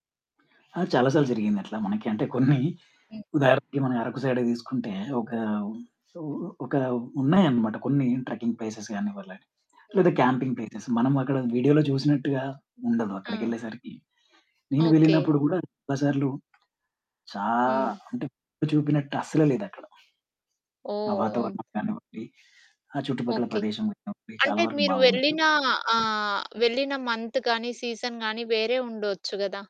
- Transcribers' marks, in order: chuckle; in English: "సైడ్"; other noise; tapping; in English: "ట్రక్కింగ్ ప్లేసెస్"; other background noise; in English: "క్యాంపింగ్ ప్లేసేస్"; in English: "వీడియో‌లో"; distorted speech; in English: "మంత్"; in English: "సీజన్"
- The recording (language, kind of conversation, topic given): Telugu, podcast, ఇన్ఫ్లువెన్సర్లు ఎక్కువగా నిజాన్ని చెబుతారా, లేక కేవలం ఆడంబరంగా చూపించడానికే మొగ్గు చూపుతారా?